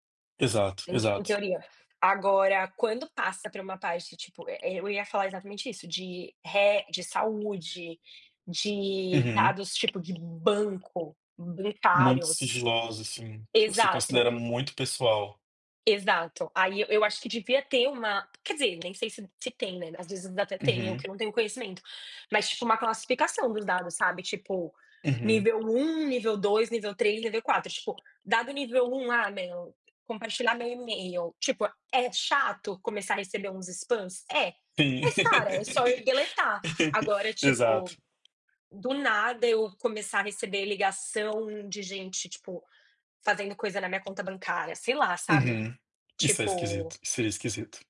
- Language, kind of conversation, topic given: Portuguese, unstructured, Você acha justo que as empresas usem seus dados para ganhar dinheiro?
- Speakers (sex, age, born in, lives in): female, 30-34, Brazil, United States; male, 30-34, Brazil, Portugal
- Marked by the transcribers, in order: tapping; laugh; in English: "spams?"